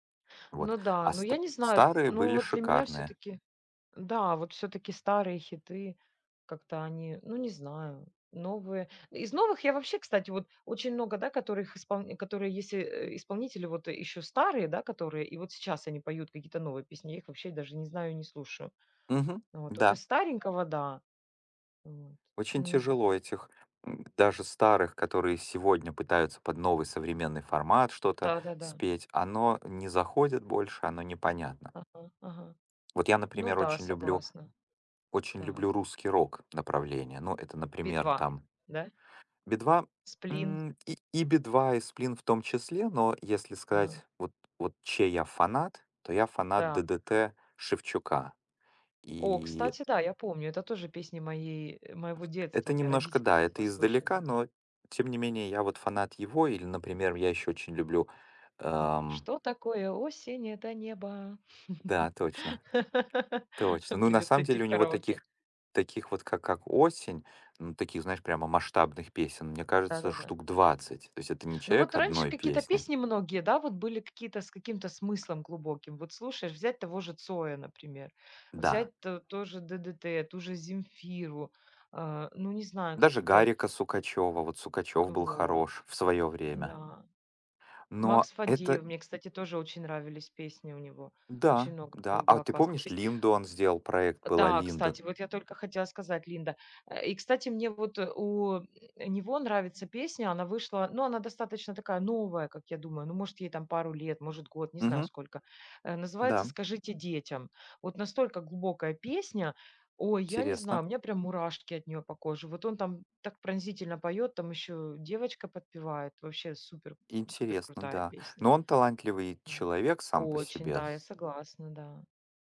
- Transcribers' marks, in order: other background noise; tapping; other noise; singing: "Что такое осень? Это небо"; laugh
- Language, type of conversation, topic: Russian, unstructured, Какая песня напоминает тебе о счастливом моменте?